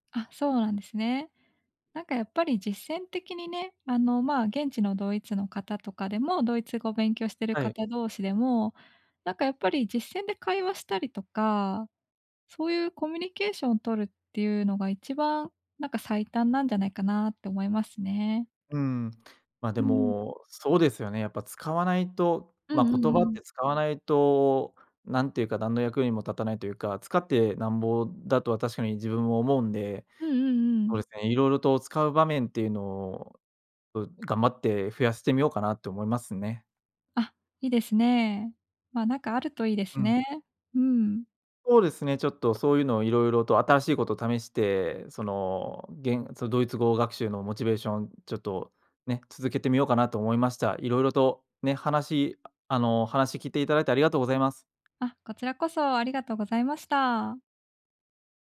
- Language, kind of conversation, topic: Japanese, advice, 最初はやる気があるのにすぐ飽きてしまうのですが、どうすれば続けられますか？
- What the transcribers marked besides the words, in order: none